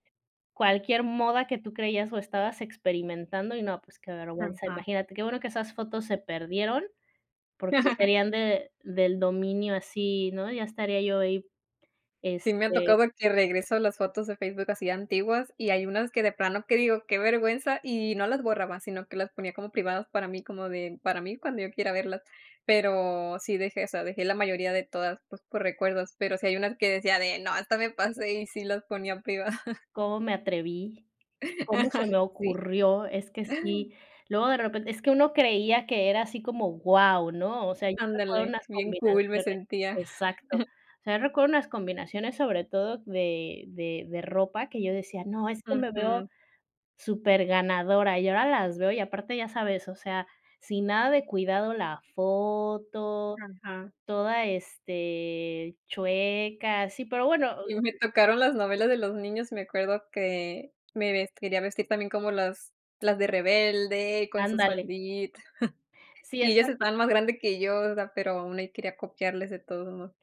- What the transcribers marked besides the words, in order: chuckle; chuckle; laughing while speaking: "Sí"; laugh; laugh
- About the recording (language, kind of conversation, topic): Spanish, unstructured, ¿Cómo compartir recuerdos puede fortalecer una amistad?